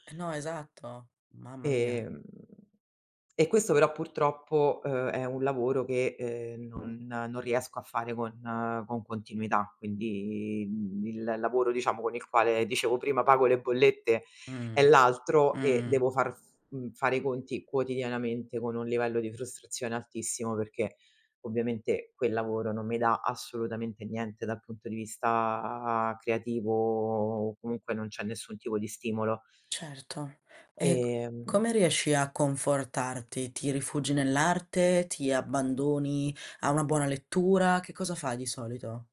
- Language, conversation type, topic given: Italian, podcast, Come ti dividi tra la creatività e il lavoro quotidiano?
- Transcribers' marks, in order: other background noise; drawn out: "vista"